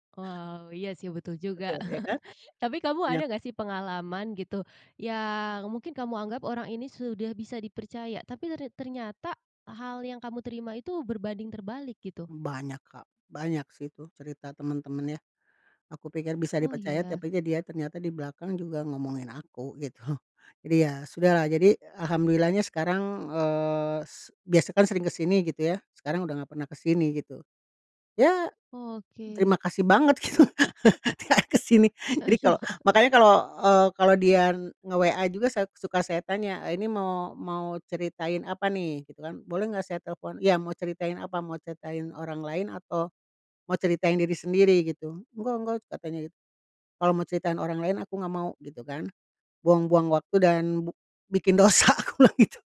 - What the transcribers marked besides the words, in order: chuckle; other background noise; laughing while speaking: "gitu"; laughing while speaking: "gitu gak ke sini"; chuckle; laughing while speaking: "dosa, aku bilang gitu"
- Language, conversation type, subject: Indonesian, podcast, Menurutmu, apa tanda awal kalau seseorang bisa dipercaya?